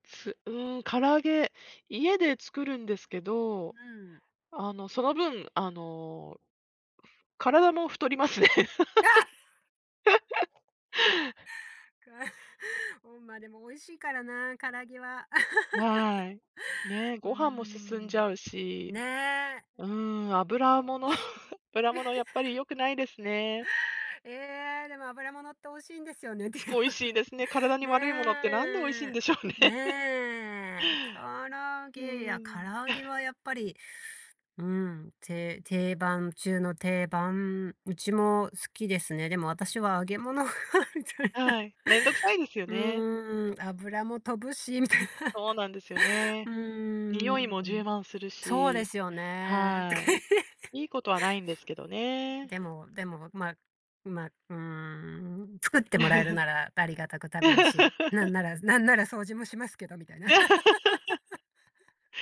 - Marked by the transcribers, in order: joyful: "あ"; laughing while speaking: "太りますね"; laugh; laugh; chuckle; laughing while speaking: "ねっていう"; chuckle; laughing while speaking: "でしょうね"; chuckle; laughing while speaking: "ちょっと"; laughing while speaking: "みたい"; laughing while speaking: "とかいって"; chuckle; laugh; laugh; laughing while speaking: "みたいな"; laugh
- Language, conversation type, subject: Japanese, unstructured, 家族の思い出の料理は何ですか？